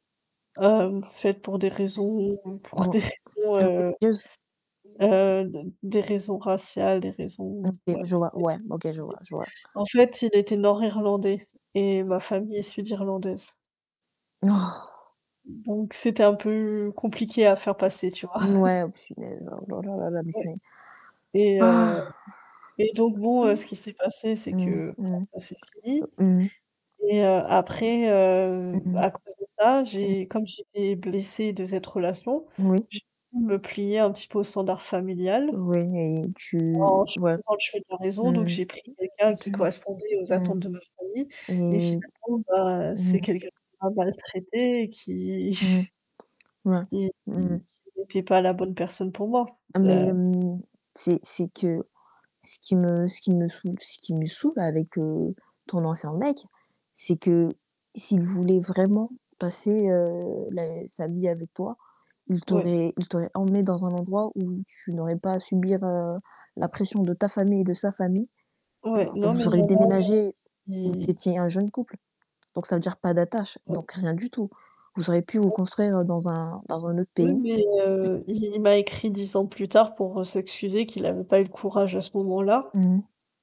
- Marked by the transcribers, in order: tapping; static; distorted speech; laughing while speaking: "pour des raisons"; unintelligible speech; unintelligible speech; stressed: "Oh"; other noise; chuckle; sigh; other background noise; chuckle
- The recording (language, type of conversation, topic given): French, unstructured, La gestion des attentes familiales est-elle plus délicate dans une amitié ou dans une relation amoureuse ?